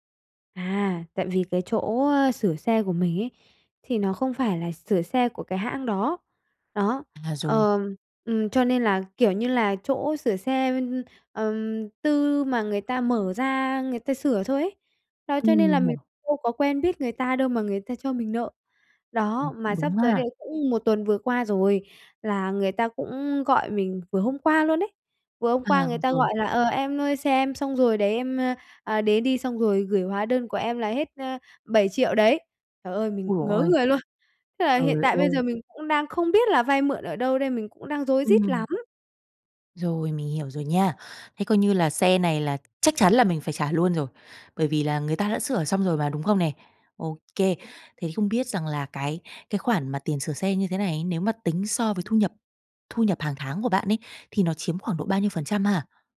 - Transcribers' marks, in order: tapping
- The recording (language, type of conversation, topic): Vietnamese, advice, Bạn đã gặp khoản chi khẩn cấp phát sinh nào khiến ngân sách của bạn bị vượt quá dự kiến không?
- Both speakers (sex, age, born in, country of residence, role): female, 30-34, Vietnam, Vietnam, advisor; female, 45-49, Vietnam, Vietnam, user